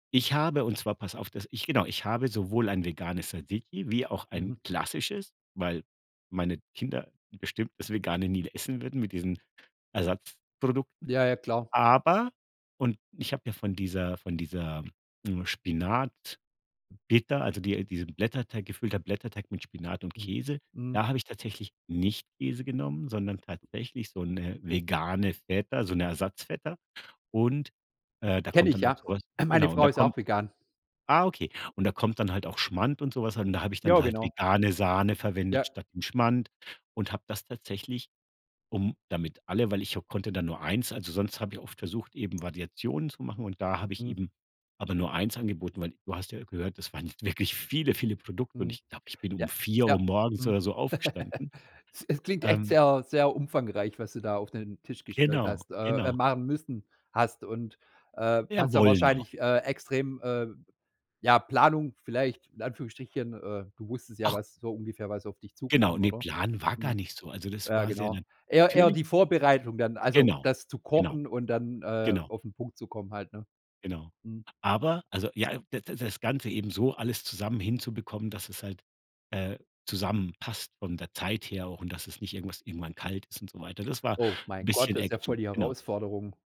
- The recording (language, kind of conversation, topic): German, podcast, Wie gehst du mit Allergien und Vorlieben bei Gruppenessen um?
- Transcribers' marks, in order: other background noise; stressed: "Aber"; stressed: "nicht"; stressed: "vegane"; giggle